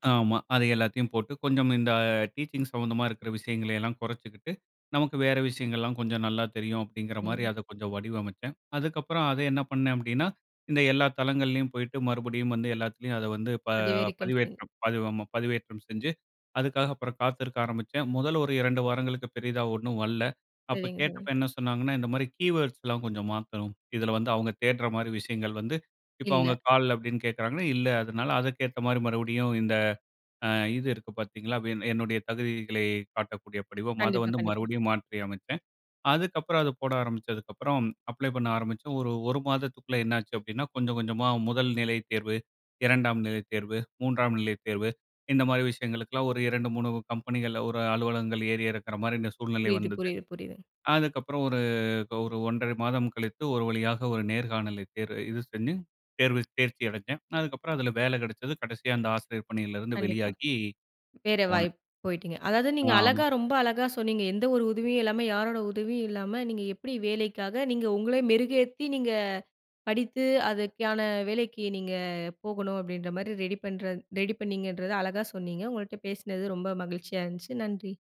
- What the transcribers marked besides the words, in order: in English: "கீவேர்ட்ஸ்"
- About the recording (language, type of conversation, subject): Tamil, podcast, உதவி இல்லாமல் வேலை மாற்ற நினைக்கும் போது முதலில் உங்களுக்கு என்ன தோன்றுகிறது?